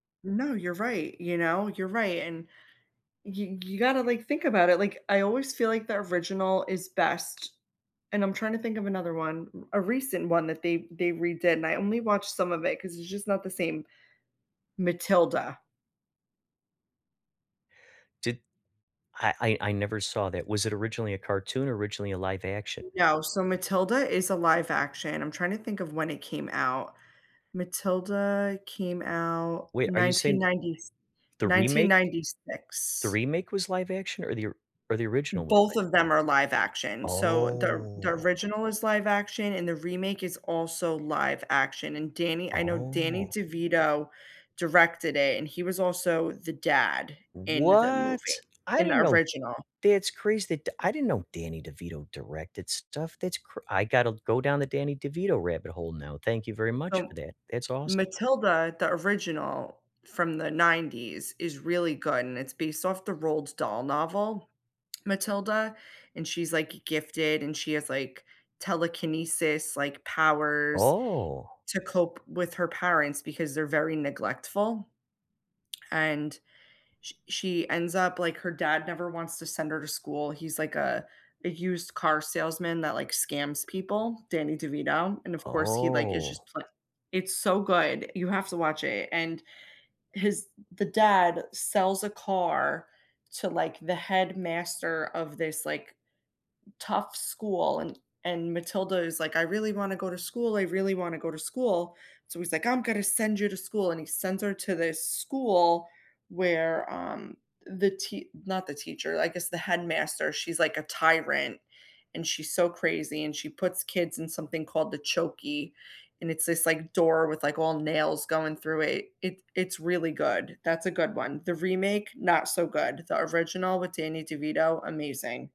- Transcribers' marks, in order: drawn out: "Oh"; surprised: "What!"; surprised: "Oh"
- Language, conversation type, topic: English, unstructured, Which reboots have you loved, and which ones didn’t work for you—and what made the difference?
- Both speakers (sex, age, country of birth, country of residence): female, 35-39, United States, United States; male, 55-59, United States, United States